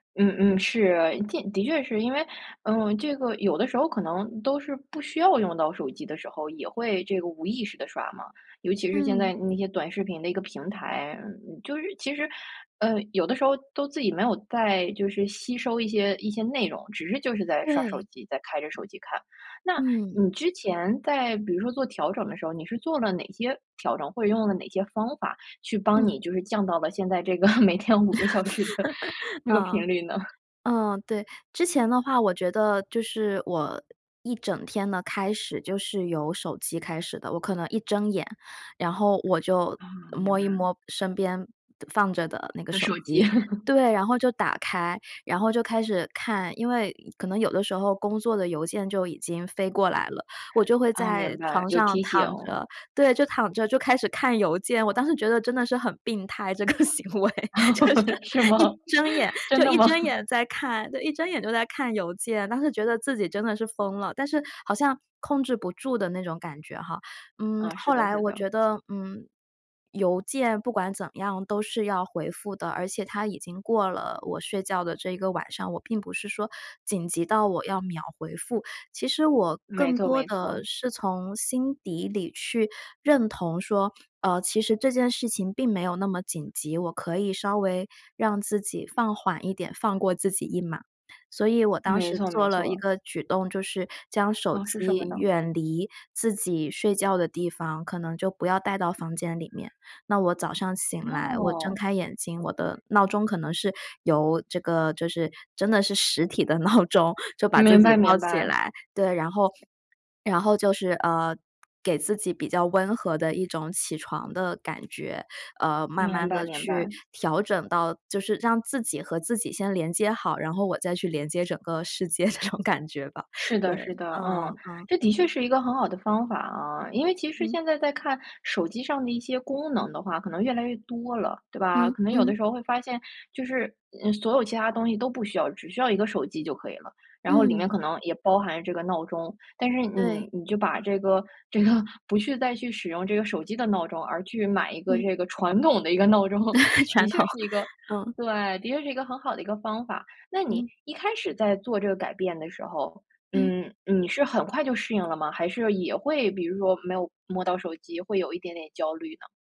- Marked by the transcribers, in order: laugh; laughing while speaking: "每天五 个小时的这个频率呢？"; laugh; laugh; laughing while speaking: "这个行为，就是一睁眼 就一睁眼在看"; laugh; laughing while speaking: "是吗？真的吗？"; lip smack; laughing while speaking: "实体的闹钟"; swallow; other background noise; laughing while speaking: "这种感觉吧"; laughing while speaking: "这个"; laughing while speaking: "一个闹钟"; laughing while speaking: "传统"; tapping
- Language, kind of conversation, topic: Chinese, podcast, 你有什么办法戒掉手机瘾、少看屏幕？